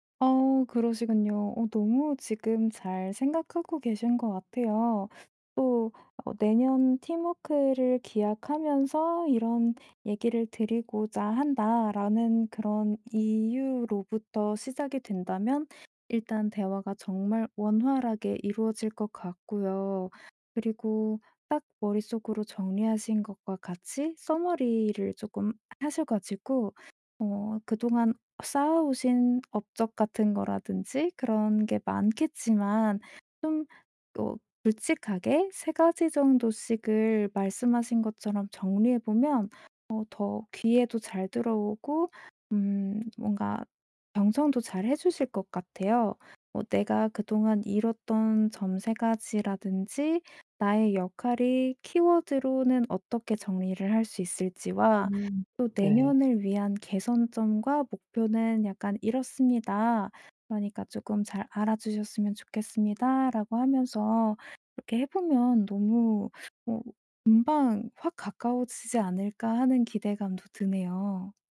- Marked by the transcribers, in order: tapping; in English: "summary를"; other background noise
- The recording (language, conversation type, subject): Korean, advice, 멘토에게 부담을 주지 않으면서 효과적으로 도움을 요청하려면 어떻게 해야 하나요?